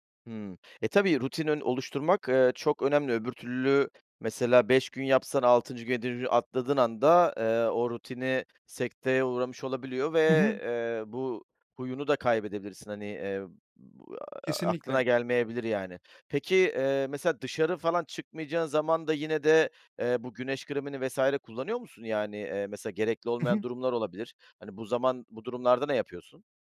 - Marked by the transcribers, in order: unintelligible speech
- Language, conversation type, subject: Turkish, podcast, Yeni bir şeye başlamak isteyenlere ne önerirsiniz?